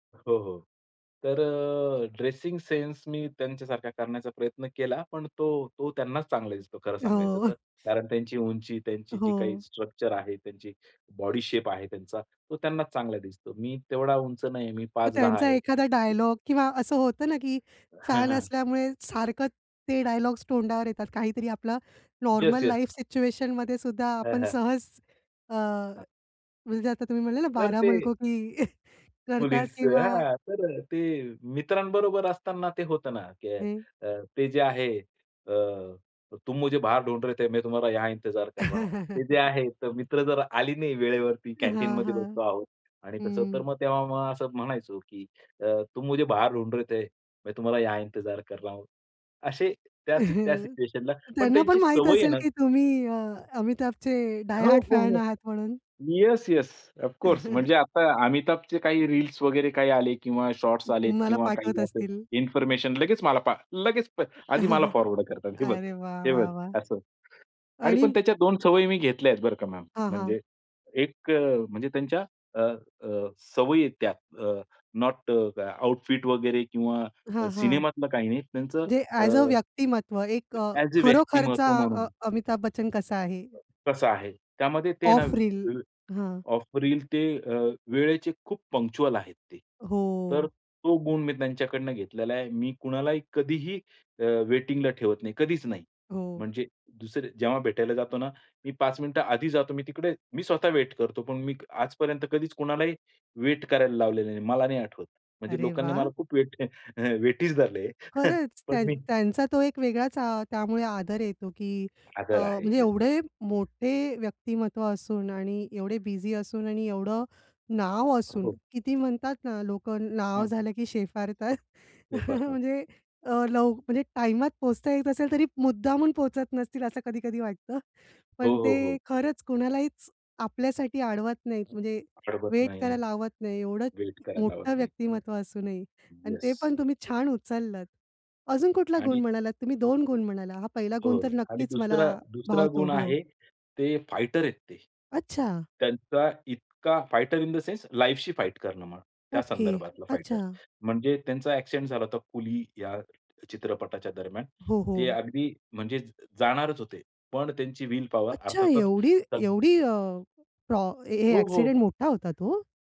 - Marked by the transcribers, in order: chuckle; in English: "स्ट्रक्चर"; in English: "बॉडी शेप"; other background noise; in English: "नॉर्मल लाईफ सिच्युएशन"; in Hindi: "बारह मुलकों की"; chuckle; in Hindi: "तुम मुझे बाहर ढूंढ रहे … कर रहा हूँ"; chuckle; tapping; in Hindi: "तुम मुझे बाहर ढूंढ रहे … कर रहा हूँ"; chuckle; in English: "डाय हार्ट फॅन"; in English: "ऑफ कोर्स"; chuckle; other noise; chuckle; in English: "ॲज अ"; in English: "ॲज अ"; wind; in English: "ऑफ रील"; in English: "ऑफ रील"; in English: "पंक्चुअल"; laughing while speaking: "वेट अ, वेटीज धरले आहे, पण मी"; laughing while speaking: "शेफारतात अ, म्हणजे"; in English: "फायटर इन द सेन्स लाईफ"; in English: "विल पॉवर"
- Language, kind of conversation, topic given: Marathi, podcast, तुझ्यावर सर्वाधिक प्रभाव टाकणारा कलाकार कोण आहे?